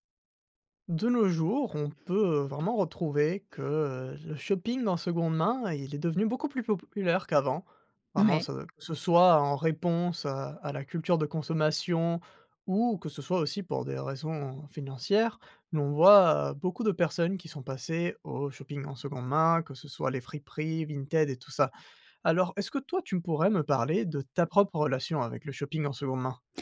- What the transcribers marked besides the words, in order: other background noise; tapping
- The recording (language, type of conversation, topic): French, podcast, Quelle est ta relation avec la seconde main ?